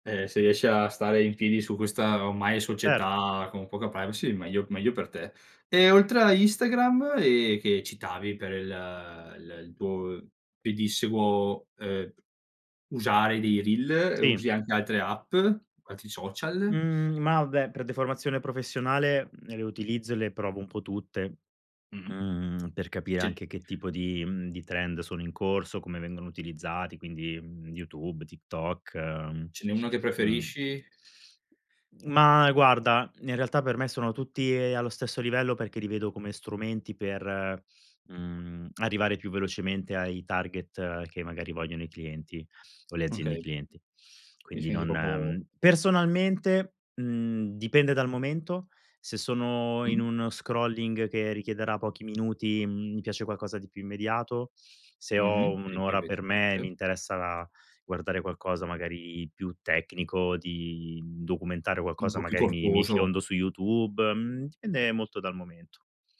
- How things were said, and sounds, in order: in English: "reel"; in English: "trend"; other background noise; in English: "target"; "proprio" said as "propo"; in English: "scrolling"; unintelligible speech
- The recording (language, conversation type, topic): Italian, podcast, Che ne pensi dei social network al giorno d’oggi?